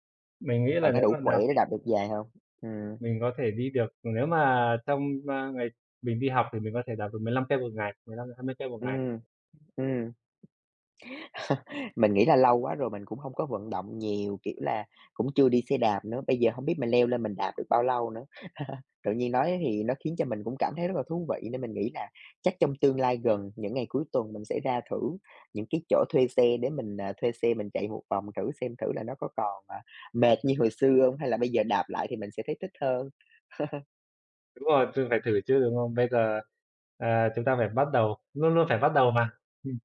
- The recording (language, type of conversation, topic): Vietnamese, unstructured, Bạn nghĩ gì về việc đi xe đạp so với đi xe máy?
- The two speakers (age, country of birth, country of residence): 25-29, Vietnam, Vietnam; 25-29, Vietnam, Vietnam
- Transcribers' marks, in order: other background noise; tapping; chuckle; laugh; laugh